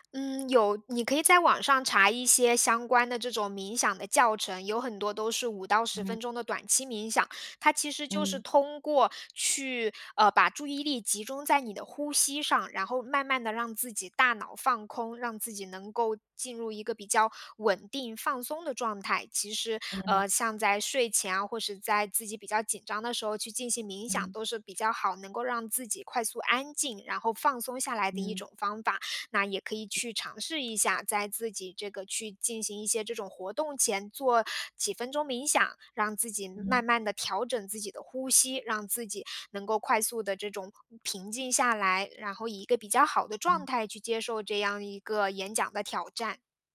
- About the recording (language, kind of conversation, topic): Chinese, advice, 在群体中如何更自信地表达自己的意见？
- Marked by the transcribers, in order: other background noise